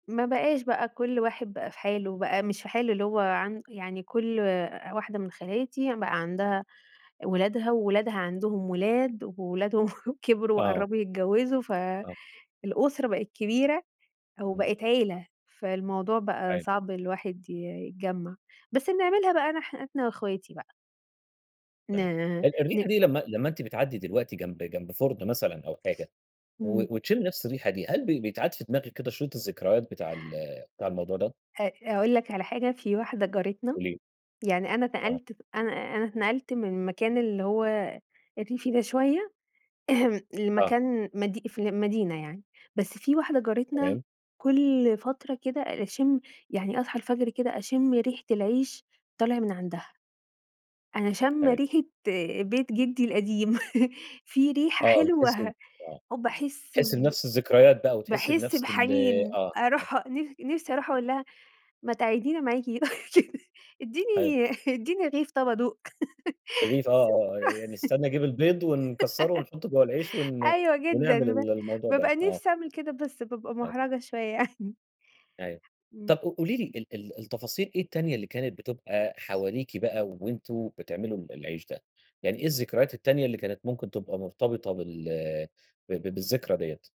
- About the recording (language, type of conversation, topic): Arabic, podcast, إيه هي الذكرى اللي لسه ريحة الخبز بتفكّرك بيها؟
- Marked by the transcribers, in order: laughing while speaking: "وولادهم"; tapping; throat clearing; laugh; laugh; laughing while speaking: "اديني"; chuckle; laugh; unintelligible speech; laugh; laughing while speaking: "يعني"